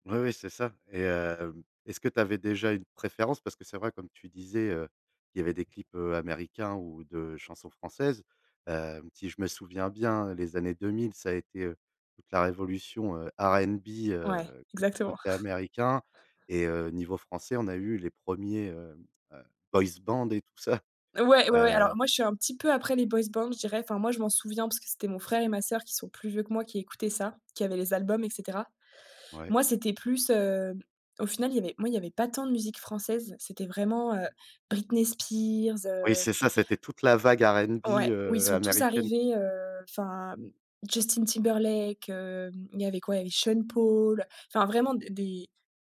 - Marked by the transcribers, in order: chuckle; tapping
- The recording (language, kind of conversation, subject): French, podcast, Comment tes goûts musicaux ont-ils changé avec le temps ?